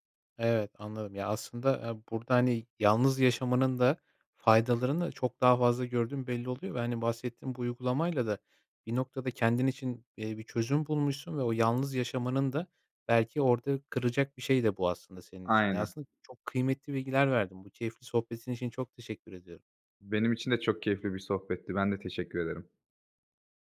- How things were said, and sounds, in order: other background noise
- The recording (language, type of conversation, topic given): Turkish, podcast, Yalnızlık hissi geldiğinde ne yaparsın?